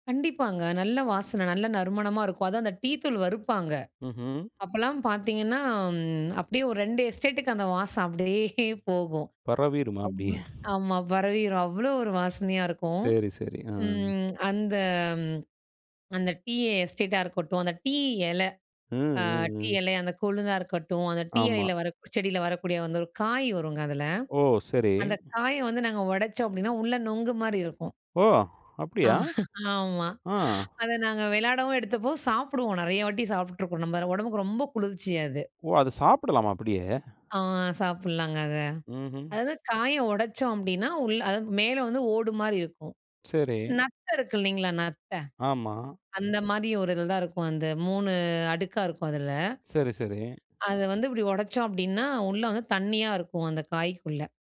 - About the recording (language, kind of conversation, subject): Tamil, podcast, பழைய நினைவுகளை எழுப்பும் இடம் பற்றி பேசலாமா?
- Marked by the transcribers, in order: chuckle; laughing while speaking: "பரவிருமா அப்படி?"; other noise; laughing while speaking: "ஆமா"; horn